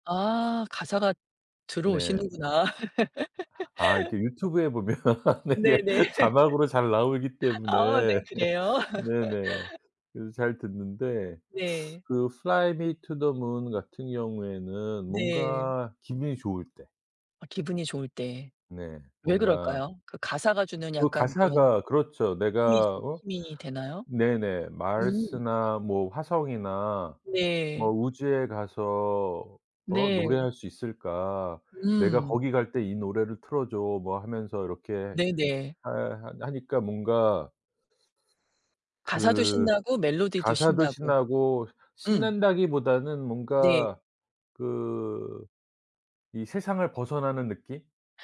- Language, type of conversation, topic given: Korean, podcast, 좋아하는 음악 장르는 무엇이고, 왜 좋아하시나요?
- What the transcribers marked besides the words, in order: laugh; laughing while speaking: "보면 이게"; laugh; other background noise; laugh; put-on voice: "플라이투더문"; in English: "Mars나"